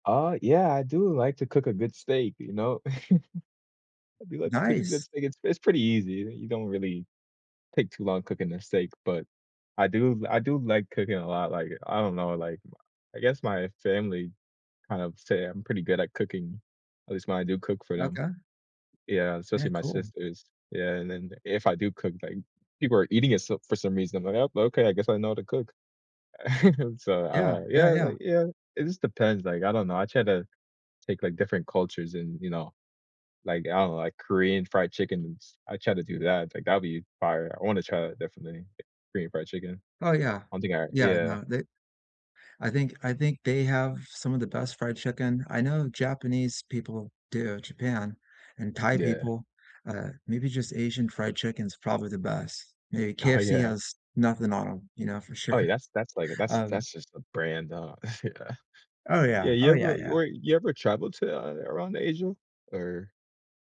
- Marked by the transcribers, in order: chuckle; chuckle; laughing while speaking: "Oh, yeah"; laughing while speaking: "sure"; chuckle
- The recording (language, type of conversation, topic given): English, unstructured, What creative downtime helps you recharge, and how would you like to enjoy or share it together?